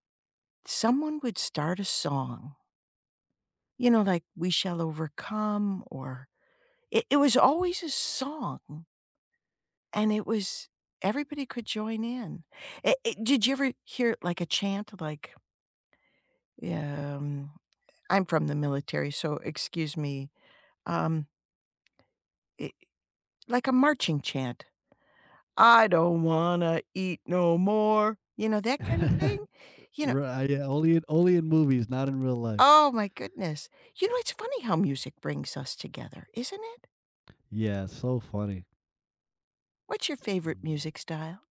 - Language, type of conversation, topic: English, unstructured, How can music bring people together?
- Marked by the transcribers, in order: tapping; put-on voice: "I don't wanna eat no more"; laugh; distorted speech; other background noise